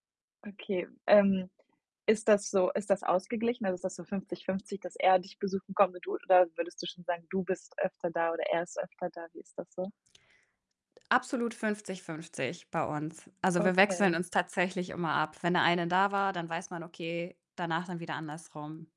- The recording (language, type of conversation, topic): German, podcast, Wie kannst du Beziehungen langfristig stark halten?
- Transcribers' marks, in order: unintelligible speech; distorted speech